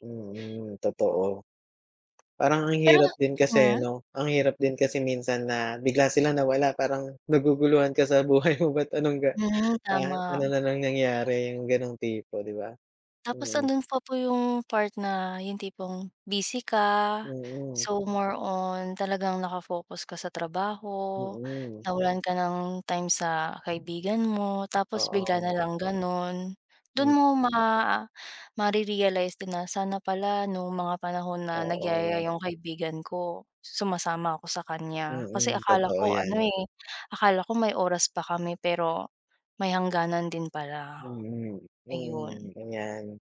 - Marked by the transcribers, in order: tapping; laughing while speaking: "buhay mo"; other background noise
- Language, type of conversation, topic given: Filipino, unstructured, Ano ang mga aral na natutunan mo mula sa pagkawala ng isang mahal sa buhay?